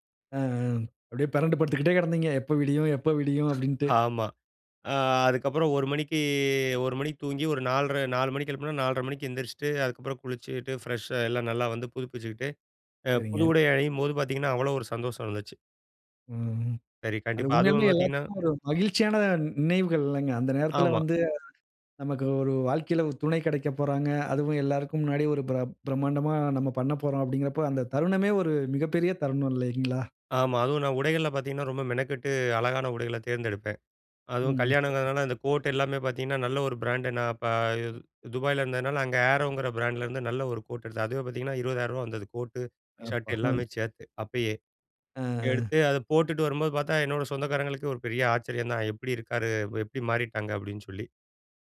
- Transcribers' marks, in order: "பிரண்டு" said as "பெரண்டு"; other noise; drawn out: "மணிக்கு"; "போது" said as "மோந்து"
- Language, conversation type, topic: Tamil, podcast, உங்கள் திருமண நாளின் நினைவுகளை சுருக்கமாக சொல்ல முடியுமா?